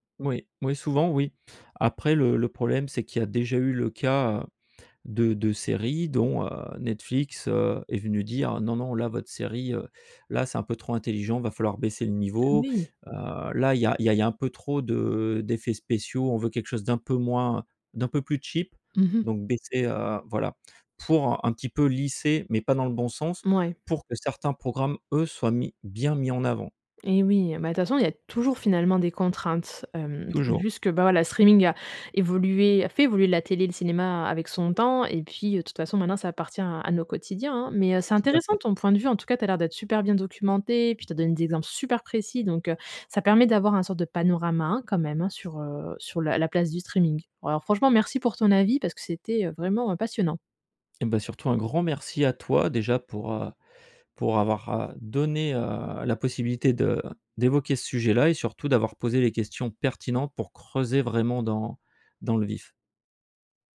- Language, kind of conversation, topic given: French, podcast, Comment le streaming a-t-il transformé le cinéma et la télévision ?
- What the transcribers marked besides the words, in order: in English: "cheap"; stressed: "bien"; stressed: "super"; stressed: "pertinentes"